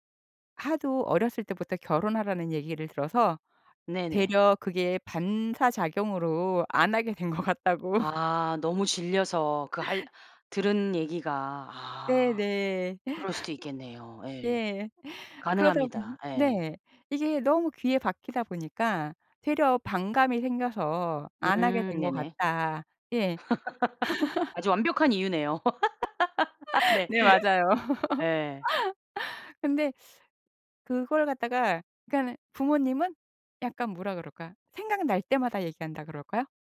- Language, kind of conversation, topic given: Korean, podcast, 가족의 과도한 기대를 어떻게 현명하게 다루면 좋을까요?
- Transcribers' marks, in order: tapping; laughing while speaking: "안 하게 된 것 같다.고"; other background noise; laugh; laughing while speaking: "네"; laughing while speaking: "맞아요"; laugh